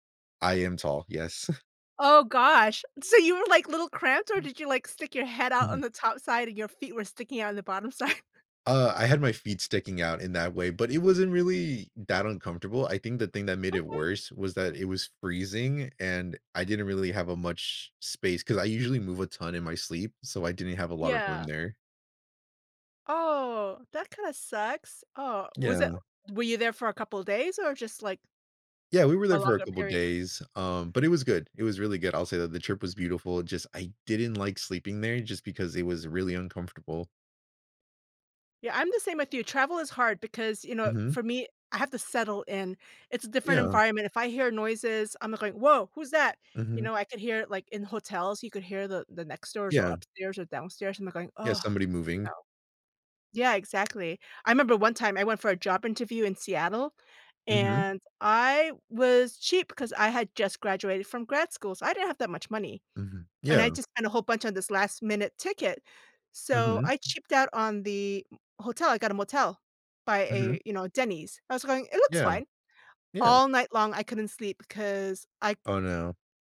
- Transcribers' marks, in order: chuckle; other background noise; laughing while speaking: "side?"; chuckle
- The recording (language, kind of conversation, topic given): English, unstructured, How can I keep my sleep and workouts on track while traveling?